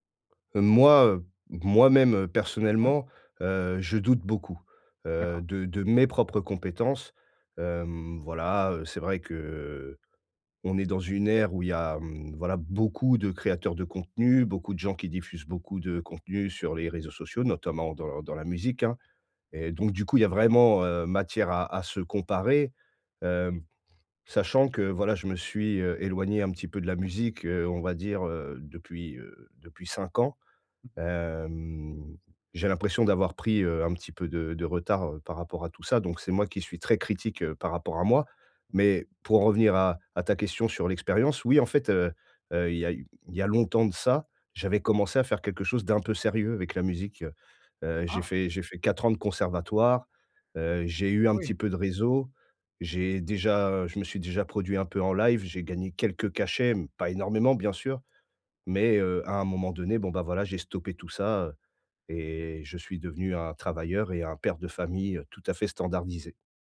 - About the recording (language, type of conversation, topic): French, advice, Comment puis-je concilier les attentes de ma famille avec mes propres aspirations personnelles ?
- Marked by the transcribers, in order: other background noise; stressed: "mes"; tapping; stressed: "cinq ans"